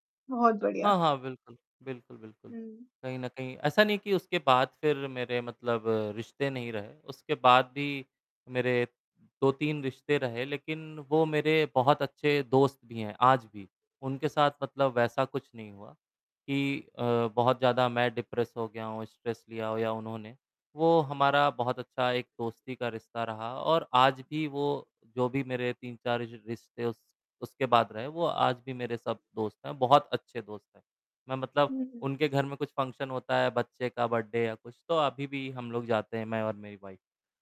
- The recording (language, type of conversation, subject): Hindi, unstructured, क्या आपको लगता है कि गलतियों से सीखना ज़रूरी है?
- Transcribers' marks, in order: static; in English: "डिप्रेस"; in English: "स्ट्रेस"; in English: "फंक्शन"; tsk; in English: "बर्थडे"; in English: "वाइफ़"